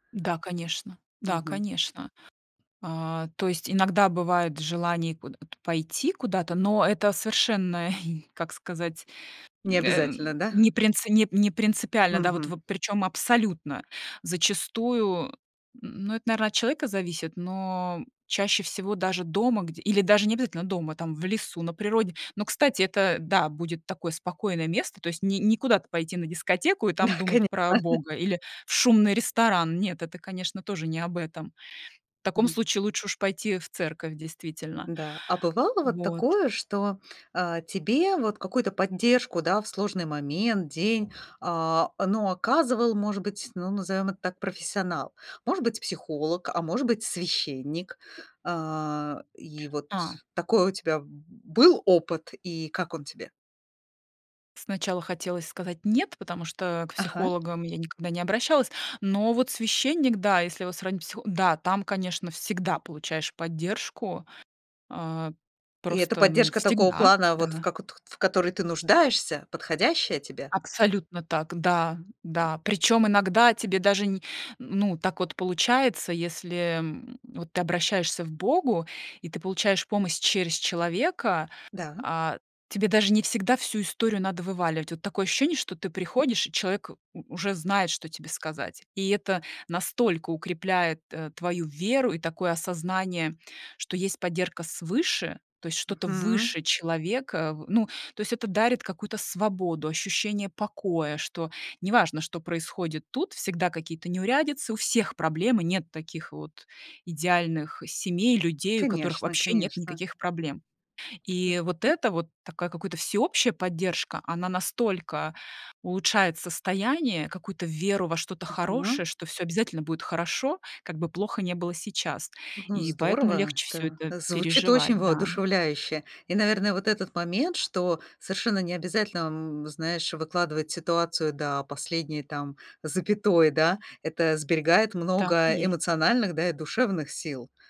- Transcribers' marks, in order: laughing while speaking: "и"; laughing while speaking: "Да, конечно"; other background noise; tapping; other noise
- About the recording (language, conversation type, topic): Russian, podcast, Как вы выстраиваете поддержку вокруг себя в трудные дни?